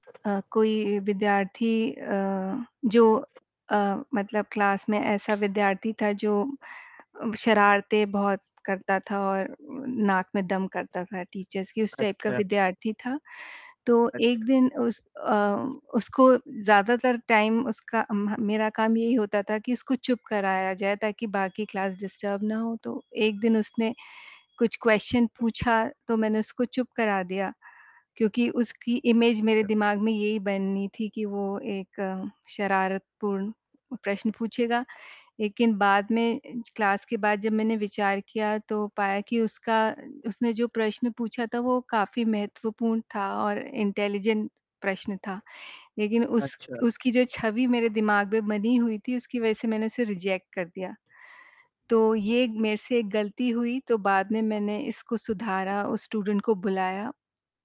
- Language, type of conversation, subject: Hindi, unstructured, आपकी ज़िंदगी में अब तक की सबसे बड़ी सीख क्या रही है?
- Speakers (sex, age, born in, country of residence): female, 45-49, India, India; male, 18-19, India, India
- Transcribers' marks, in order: in English: "क्लास"; other background noise; in English: "टीचर्स"; in English: "टाइप"; static; tapping; in English: "टाइम"; in English: "क्लास डिस्टर्ब"; other street noise; in English: "क्वेस्चन"; in English: "इमेज"; in English: "क्लास"; in English: "इंटेलिजेंट"; in English: "रिजेक्ट"; in English: "स्टूडेंट"